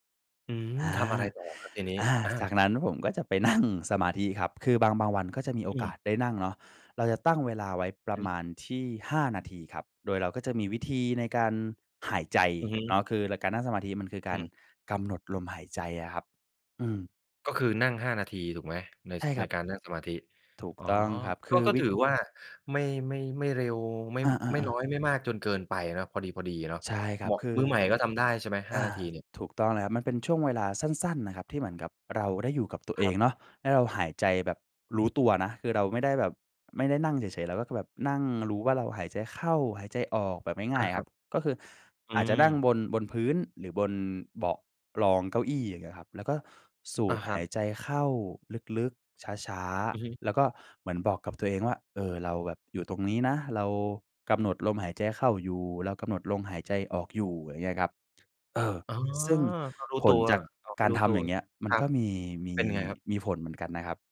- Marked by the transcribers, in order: other background noise
- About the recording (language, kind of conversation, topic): Thai, podcast, คุณช่วยเล่ากิจวัตรตอนเช้าเพื่อสุขภาพของคุณให้ฟังหน่อยได้ไหม?